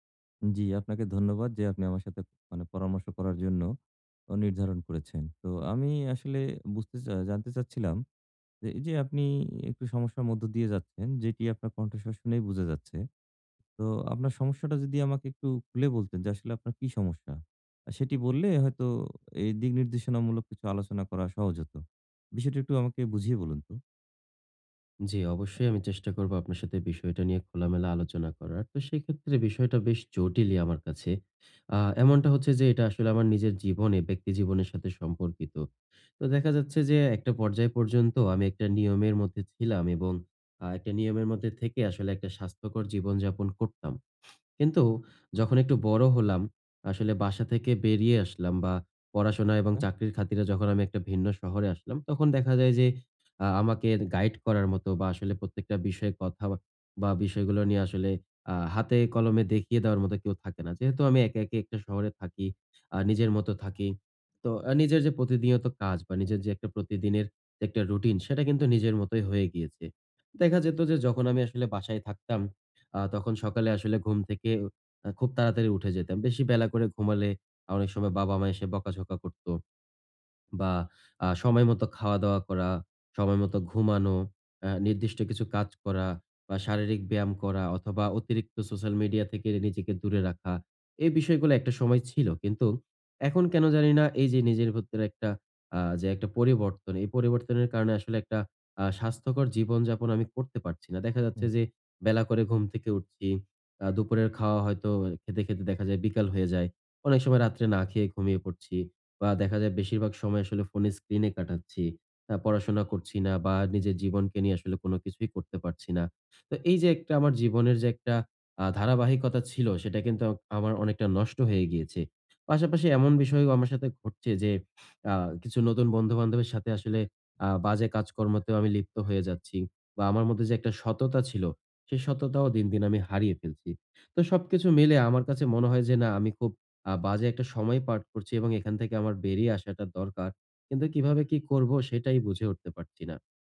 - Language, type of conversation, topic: Bengali, advice, আমি কীভাবে প্রতিদিন সহজভাবে স্বাস্থ্যকর অভ্যাসগুলো সততার সঙ্গে বজায় রেখে ধারাবাহিক থাকতে পারি?
- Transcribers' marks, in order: other background noise; unintelligible speech; tapping; horn